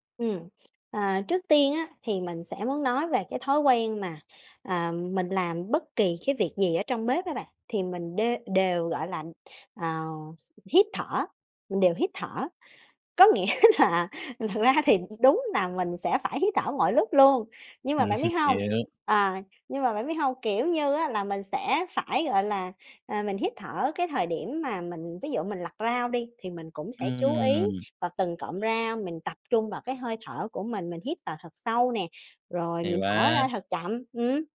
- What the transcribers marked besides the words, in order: other background noise; laughing while speaking: "nghĩa là thật ra"; tapping; chuckle
- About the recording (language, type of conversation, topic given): Vietnamese, podcast, Bạn có thói quen nào trong bếp giúp bạn thấy bình yên?
- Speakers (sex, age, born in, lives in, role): female, 30-34, Vietnam, Vietnam, guest; male, 30-34, Vietnam, Vietnam, host